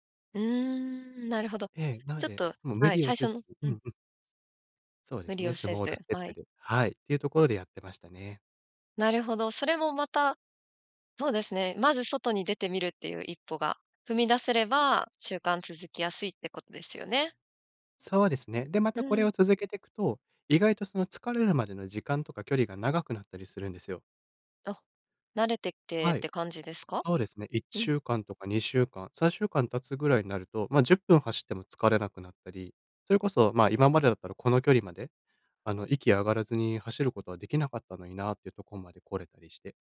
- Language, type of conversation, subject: Japanese, podcast, 習慣を身につけるコツは何ですか？
- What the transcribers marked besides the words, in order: other noise